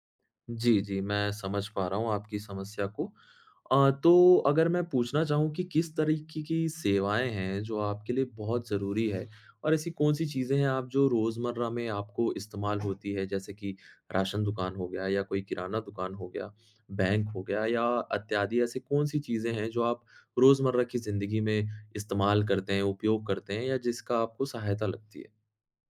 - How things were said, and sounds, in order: tapping
- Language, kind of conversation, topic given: Hindi, advice, नए स्थान पर डॉक्टर और बैंक जैसी सेवाएँ कैसे ढूँढें?